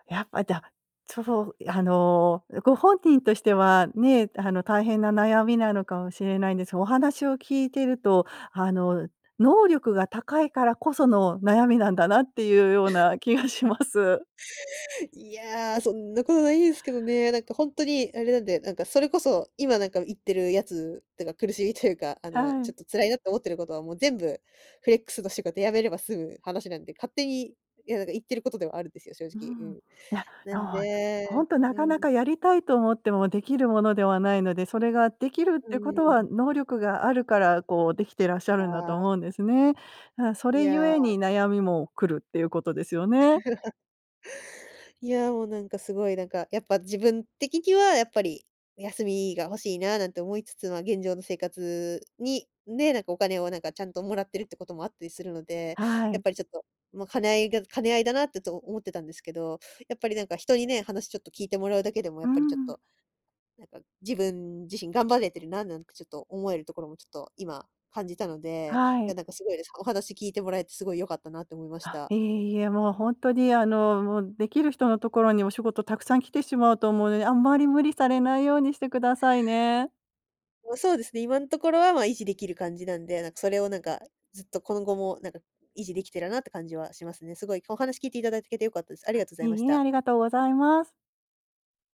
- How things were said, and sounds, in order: other background noise; laugh; laughing while speaking: "気がします"; laugh; "できたらな" said as "できてらな"
- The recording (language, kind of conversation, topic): Japanese, advice, 休みの日でも仕事のことが頭から離れないのはなぜですか？